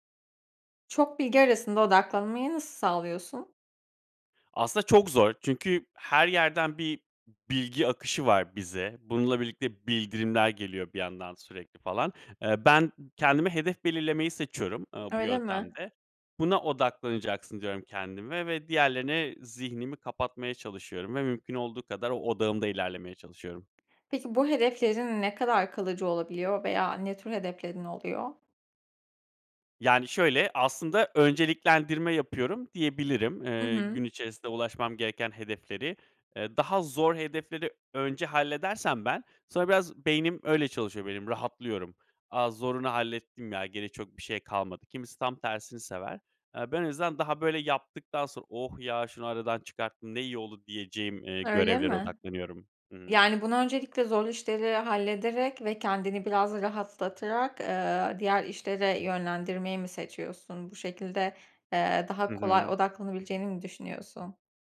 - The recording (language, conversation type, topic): Turkish, podcast, Gelen bilgi akışı çok yoğunken odaklanmanı nasıl koruyorsun?
- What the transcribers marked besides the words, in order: other background noise